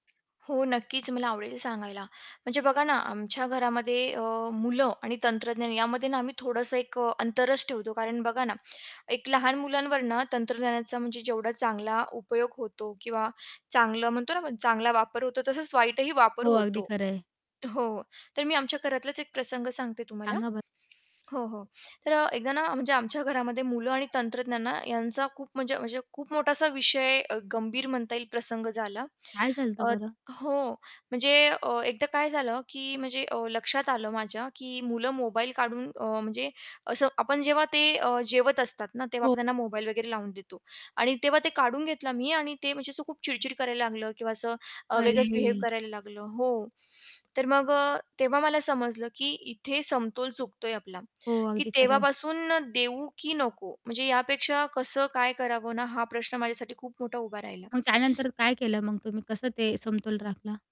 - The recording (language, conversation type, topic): Marathi, podcast, मुलं आणि तंत्रज्ञान यांच्यात योग्य समतोल कसा राखता येईल?
- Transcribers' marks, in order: other background noise; tapping; distorted speech; static